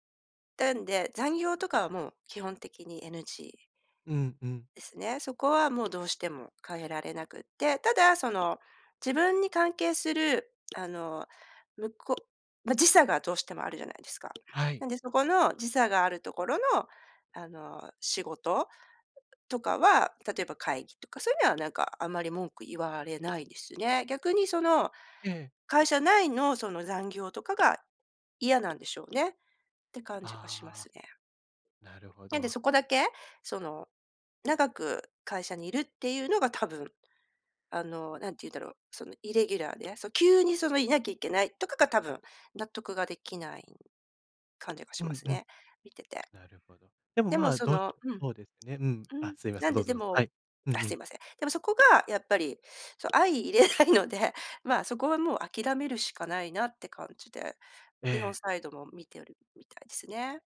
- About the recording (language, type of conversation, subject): Japanese, podcast, 仕事でやりがいをどう見つけましたか？
- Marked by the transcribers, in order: other noise; laughing while speaking: "相容れないので"